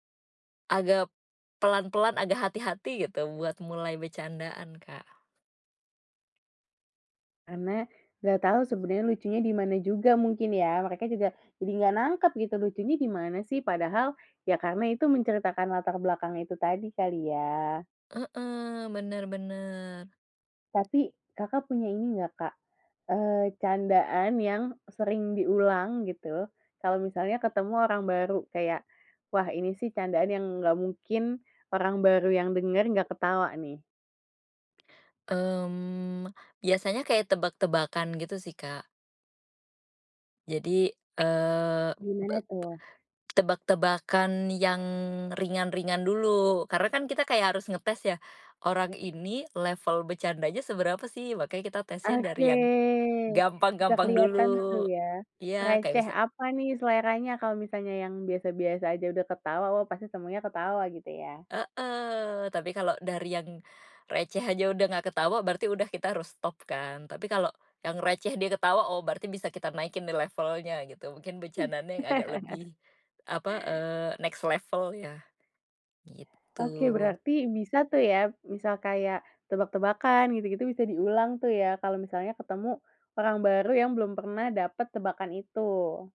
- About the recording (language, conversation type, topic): Indonesian, podcast, Bagaimana kamu menggunakan humor dalam percakapan?
- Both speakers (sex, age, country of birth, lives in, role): female, 20-24, Indonesia, Indonesia, host; female, 35-39, Indonesia, Indonesia, guest
- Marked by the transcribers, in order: drawn out: "Mmm"; unintelligible speech; drawn out: "Oke"; other background noise; chuckle; in English: "next level"